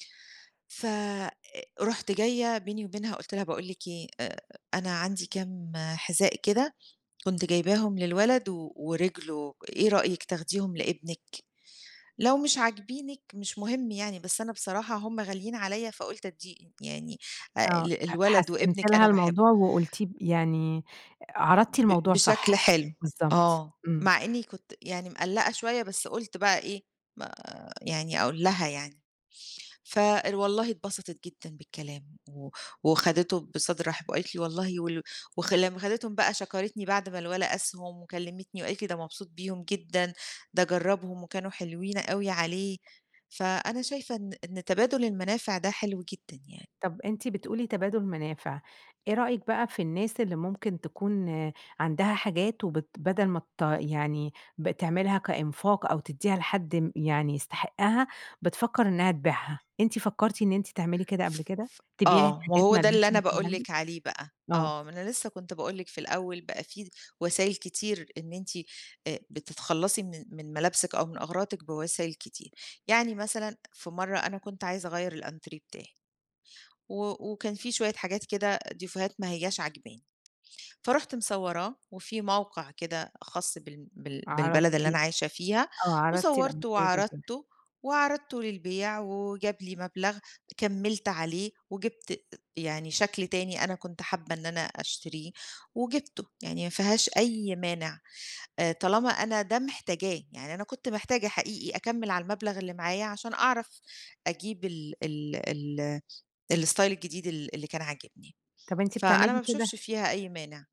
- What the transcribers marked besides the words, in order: tapping; other background noise; in French: "ديفوهات"; in English: "الStyle"
- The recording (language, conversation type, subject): Arabic, podcast, إزاي بتتخلّص من الهدوم أو الحاجات اللي ما بقيتش بتستخدمها؟
- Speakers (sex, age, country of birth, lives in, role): female, 30-34, Egypt, Egypt, host; female, 40-44, Egypt, Greece, guest